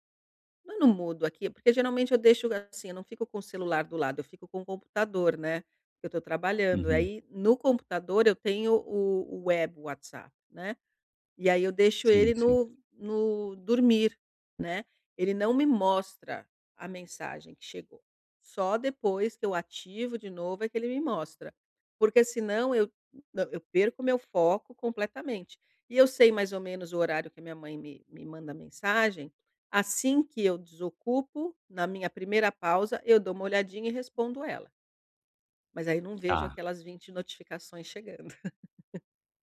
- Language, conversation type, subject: Portuguese, advice, Como posso resistir à checagem compulsiva do celular antes de dormir?
- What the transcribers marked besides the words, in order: laugh